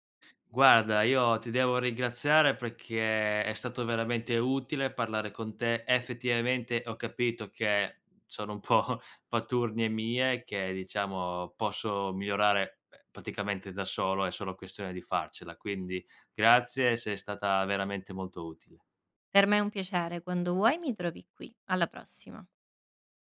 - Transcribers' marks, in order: laughing while speaking: "po'"; tapping
- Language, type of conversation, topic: Italian, advice, Come posso affrontare l’insicurezza nel mio nuovo ruolo lavorativo o familiare?